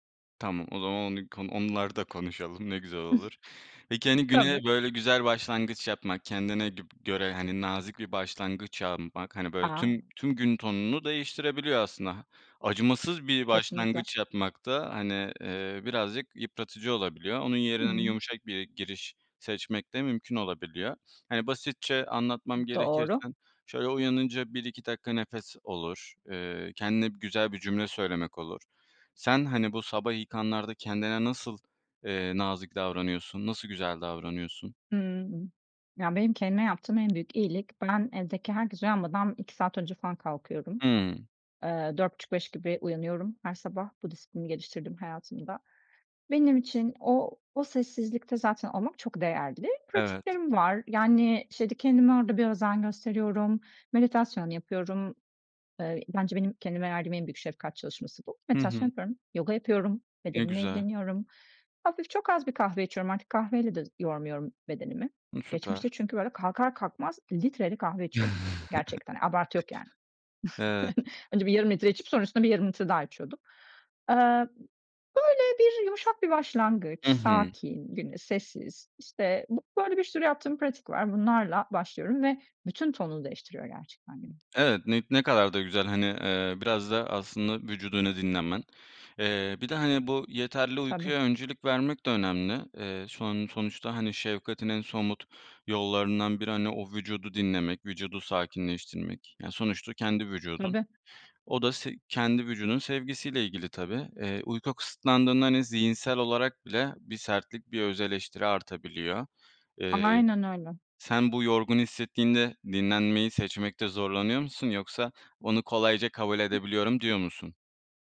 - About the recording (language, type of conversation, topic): Turkish, podcast, Kendine şefkat göstermek için neler yapıyorsun?
- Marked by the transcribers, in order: chuckle; tapping; other background noise; chuckle; chuckle